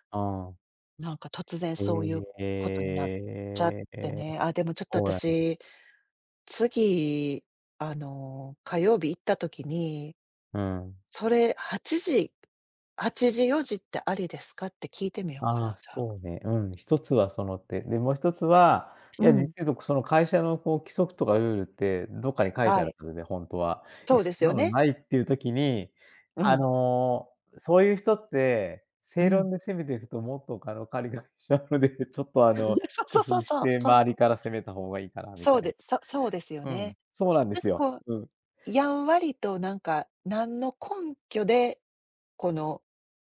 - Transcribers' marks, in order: drawn out: "ええ"; tapping; laughing while speaking: "かろかりがりしちゃうので"; giggle
- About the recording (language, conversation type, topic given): Japanese, advice, リモート勤務や柔軟な働き方について会社とどのように調整すればよいですか？